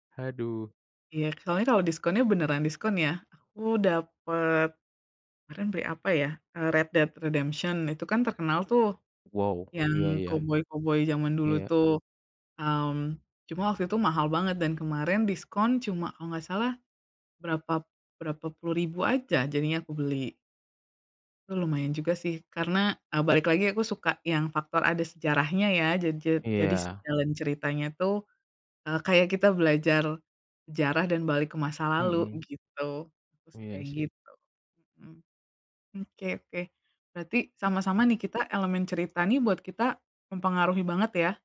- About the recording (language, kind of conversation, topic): Indonesian, unstructured, Apa yang Anda cari dalam gim video yang bagus?
- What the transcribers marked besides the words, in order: tapping